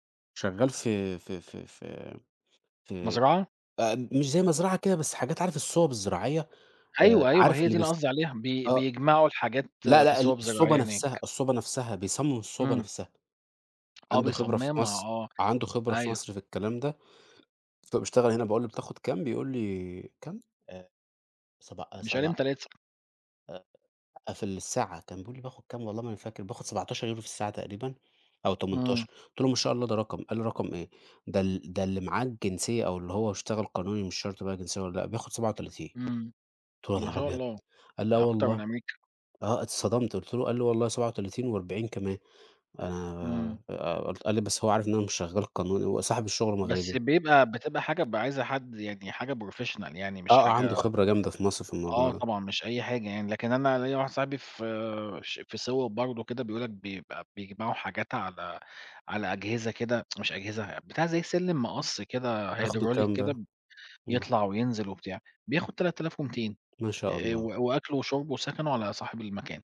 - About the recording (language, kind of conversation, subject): Arabic, unstructured, بتحب تقضي وقتك مع العيلة ولا مع صحابك، وليه؟
- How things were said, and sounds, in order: tapping; in English: "Professional"; tsk; in English: "hydraulic"